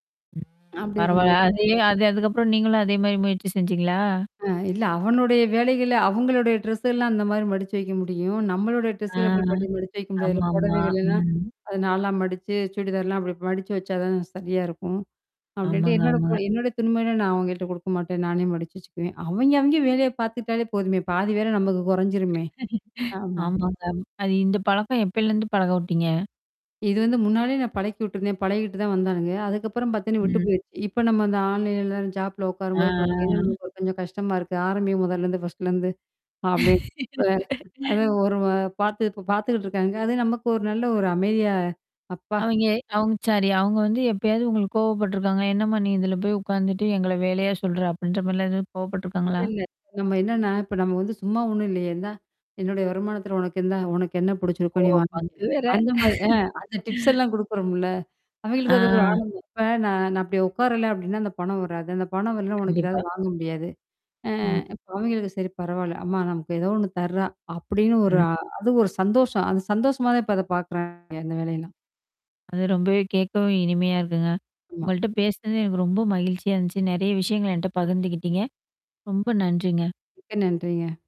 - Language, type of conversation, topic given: Tamil, podcast, வீட்டுப் பணிகளை நீங்கள் எப்படிப் பகிர்ந்து கொள்கிறீர்கள்?
- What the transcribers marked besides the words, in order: mechanical hum; other background noise; distorted speech; static; other noise; laugh; in English: "ஆன்லைன்ல ஜாப்ல"; drawn out: "ஆ"; laugh; in English: "ஃபர்ஸ்ட்லேருந்து"; laughing while speaking: "பங்கு வேற"; tapping; drawn out: "ஆ"